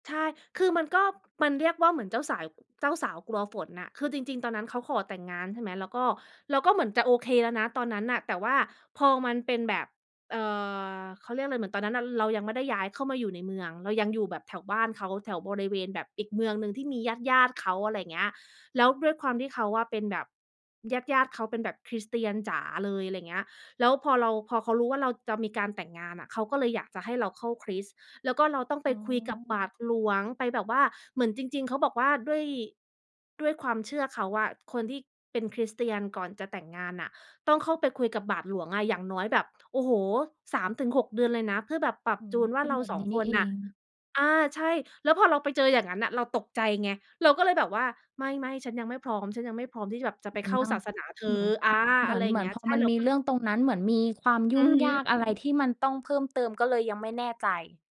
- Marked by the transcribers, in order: tapping; unintelligible speech; other background noise
- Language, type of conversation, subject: Thai, podcast, คุณช่วยเล่าโมเมนต์ในวันแต่งงานที่ยังประทับใจให้ฟังหน่อยได้ไหม?